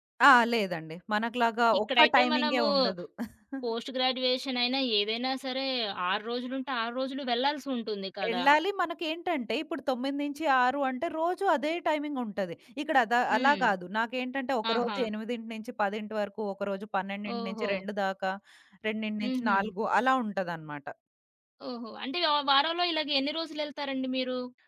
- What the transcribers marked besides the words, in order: in English: "పోస్ట్"; chuckle; other background noise
- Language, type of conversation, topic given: Telugu, podcast, స్వల్ప కాలంలో మీ జీవితాన్ని మార్చేసిన సంభాషణ ఏది?